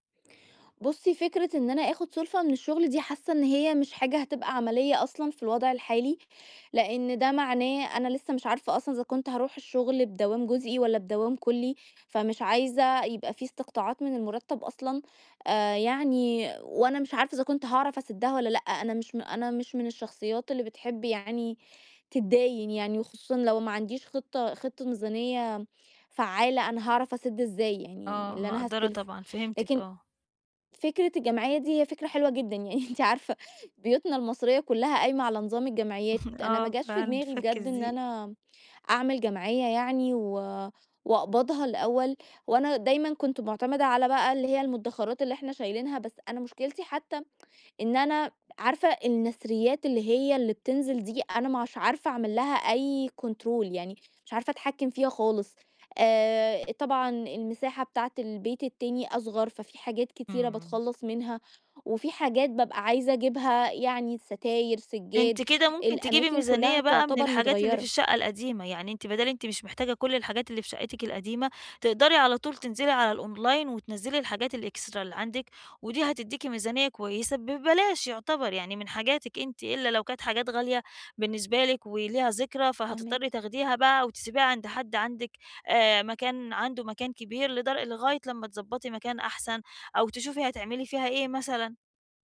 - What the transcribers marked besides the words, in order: chuckle; tapping; in English: "control"; in English: "الأونلاين"; in English: "الإكسترا"
- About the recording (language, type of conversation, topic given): Arabic, advice, إزاي أنظم ميزانيتي وأدير وقتي كويس خلال فترة الانتقال؟